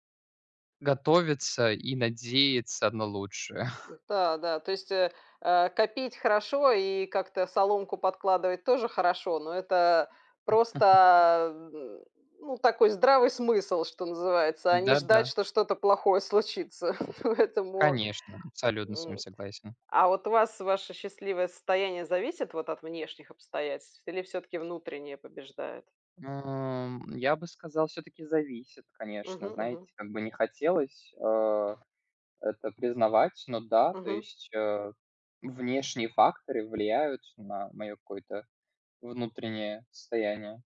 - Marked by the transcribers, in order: laughing while speaking: "лучшее"; chuckle; chuckle; laughing while speaking: "Поэтому"; tapping
- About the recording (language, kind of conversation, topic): Russian, unstructured, Как ты понимаешь слово «счастье»?